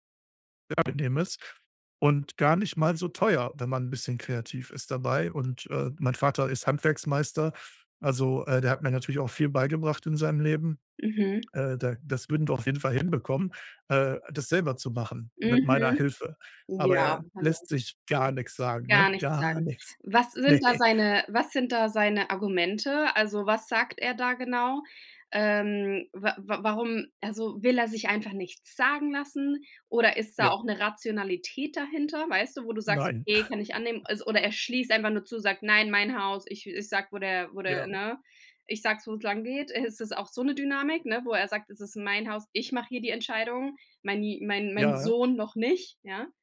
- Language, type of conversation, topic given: German, advice, Wie kann ich trotz anhaltender Spannungen die Beziehungen in meiner Familie pflegen?
- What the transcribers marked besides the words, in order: drawn out: "Gar"; laughing while speaking: "Ne"; laugh; stressed: "ich"